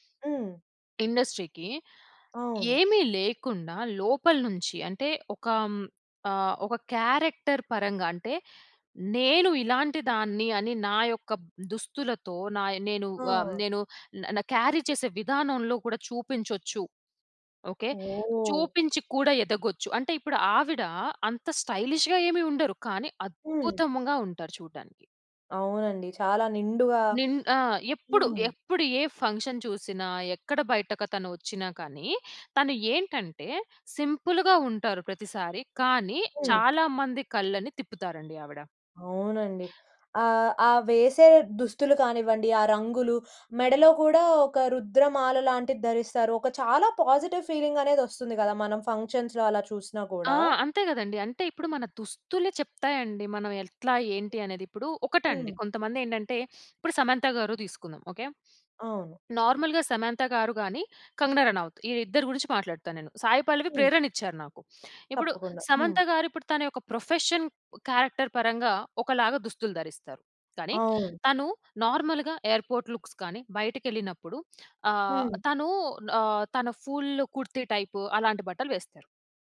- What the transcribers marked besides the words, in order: in English: "ఇండస్ట్రీకి"; in English: "క్యారెక్టర్"; tapping; in English: "క్యారీ"; in English: "స్టైలిష్‌గా"; stressed: "అద్భుతంగా"; other background noise; in English: "ఫంక్షన్"; in English: "సింపుల్‌గా"; in English: "పాజిటివ్ ఫీలింగ్"; in English: "ఫంక్షన్స్‌లో"; sniff; in English: "నార్మల్‌గా"; sniff; in English: "ప్రొఫెషన్, క్యారెక్టర్"; in English: "నార్మల్‌గా ఎయిర్పోర్ట్ లుక్స్"; in English: "తన ఫుల్ కుర్తీ"
- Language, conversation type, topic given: Telugu, podcast, మీ శైలికి ప్రేరణనిచ్చే వ్యక్తి ఎవరు?